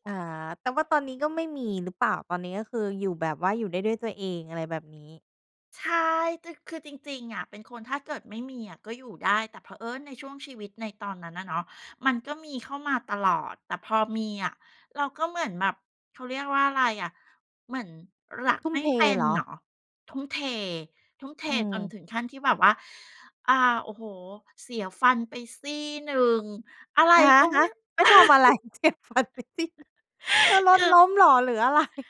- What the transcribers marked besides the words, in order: stressed: "เผอิญ"; laughing while speaking: "เจ็บฟันไปซี่หนึ่ง"; laughing while speaking: "เออ"; other background noise; chuckle; laughing while speaking: "ไร ?"
- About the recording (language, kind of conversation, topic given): Thai, podcast, ถ้าคุณกลับเวลาได้ คุณอยากบอกอะไรกับตัวเองในตอนนั้น?